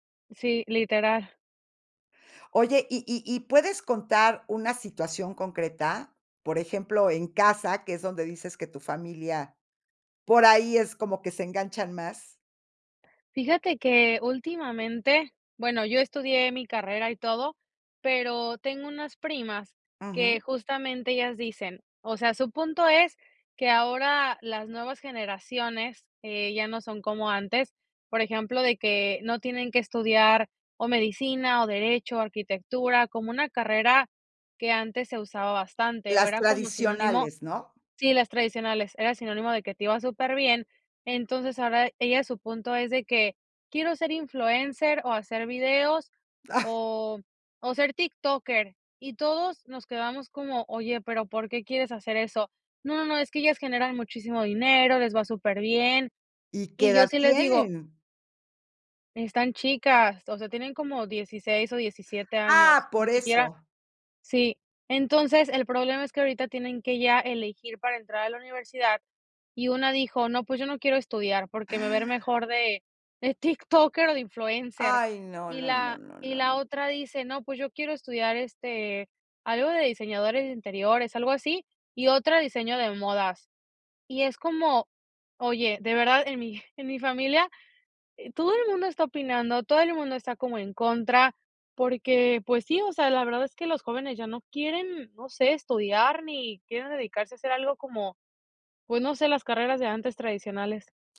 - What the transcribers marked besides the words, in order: laughing while speaking: "Ah"; laughing while speaking: "de tiktoker"
- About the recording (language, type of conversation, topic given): Spanish, podcast, ¿Cómo puedes expresar tu punto de vista sin pelear?